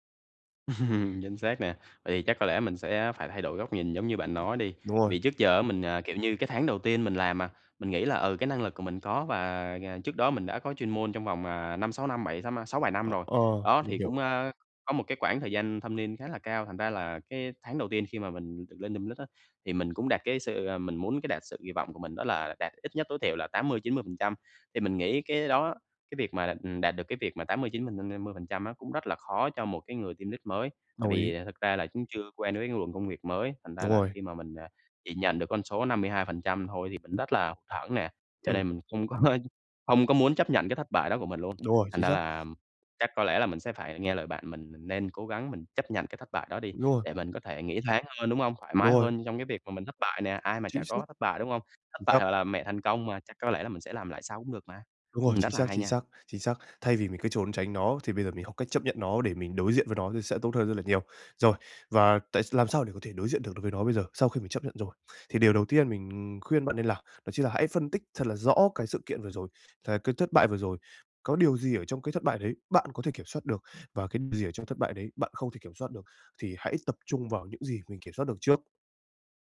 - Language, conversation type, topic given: Vietnamese, advice, Làm sao để chấp nhận thất bại và học hỏi từ nó?
- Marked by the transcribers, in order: laugh; tapping; in English: "team lead"; in English: "team lead"; laughing while speaking: "có"